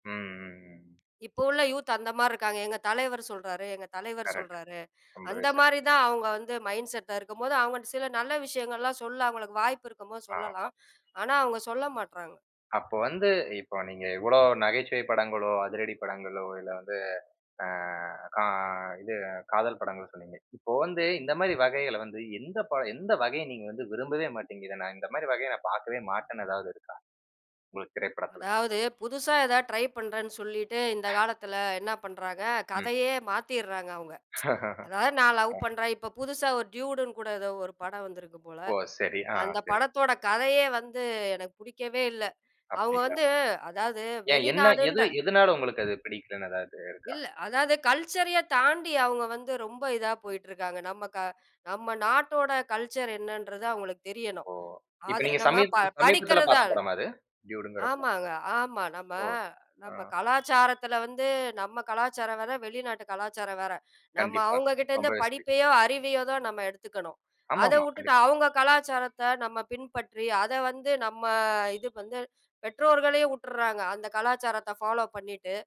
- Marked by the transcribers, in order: other noise; in English: "யூத்"; in English: "மைண்ட்செட்டா"; chuckle; tsk; in English: "ட்யூடுன்னு"; in English: "கல்ச்சரயே"; in English: "கல்ச்சர்"; horn; in English: "ஃபாலோ"
- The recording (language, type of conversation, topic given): Tamil, podcast, உங்களுக்கு மிகவும் பிடித்த திரைப்பட வகை எது?
- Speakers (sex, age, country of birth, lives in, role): female, 40-44, India, India, guest; male, 25-29, India, India, host